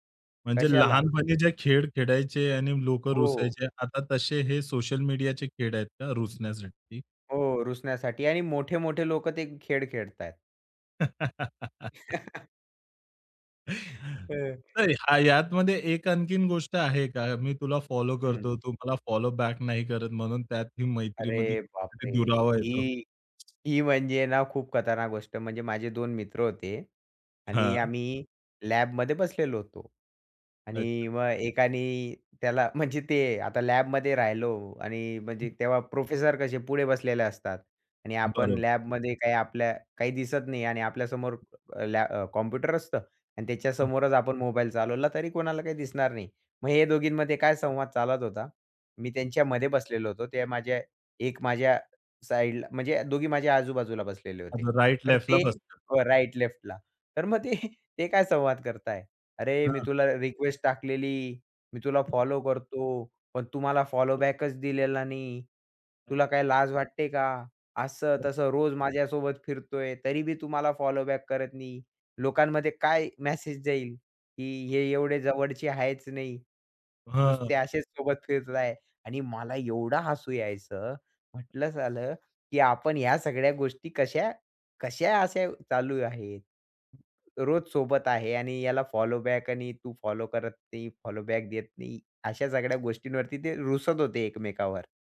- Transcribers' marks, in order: chuckle; unintelligible speech; other background noise; laughing while speaking: "मग ते"
- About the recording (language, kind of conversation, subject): Marathi, podcast, सोशल मीडियावरून नाती कशी जपता?